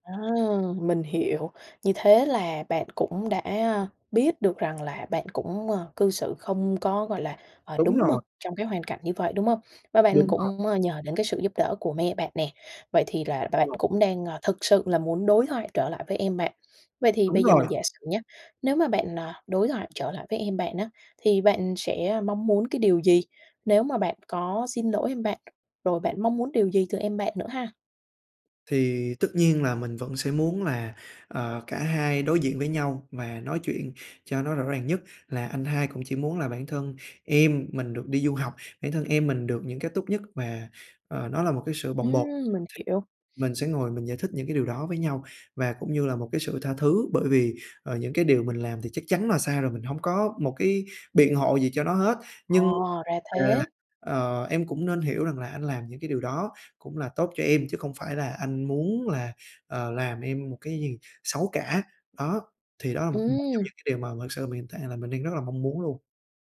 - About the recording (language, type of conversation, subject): Vietnamese, advice, Làm sao để vượt qua nỗi sợ đối diện và xin lỗi sau khi lỡ làm tổn thương người khác?
- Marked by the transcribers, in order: tapping; other background noise